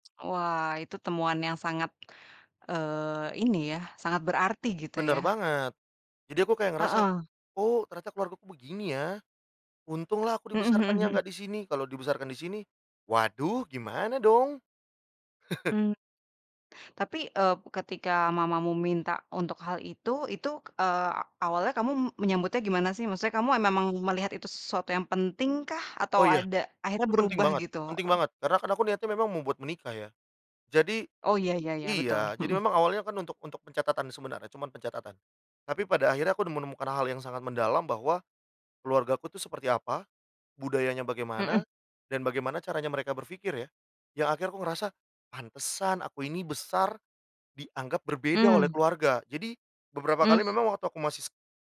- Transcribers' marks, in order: chuckle; other background noise; tapping
- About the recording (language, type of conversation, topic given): Indonesian, podcast, Pernahkah kamu pulang ke kampung untuk menelusuri akar keluargamu?